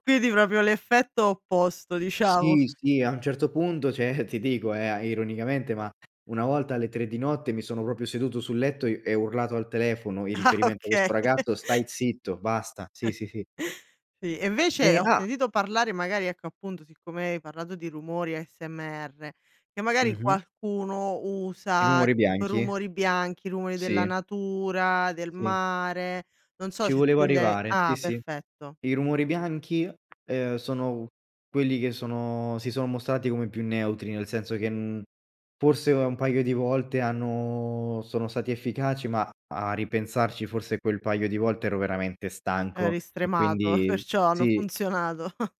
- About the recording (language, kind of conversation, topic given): Italian, podcast, Quali rituali segui per rilassarti prima di addormentarti?
- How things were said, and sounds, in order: "cioè" said as "ceh"; "proprio" said as "propio"; laughing while speaking: "Ah okay"; chuckle; tapping; "funzionato" said as "funzionado"; chuckle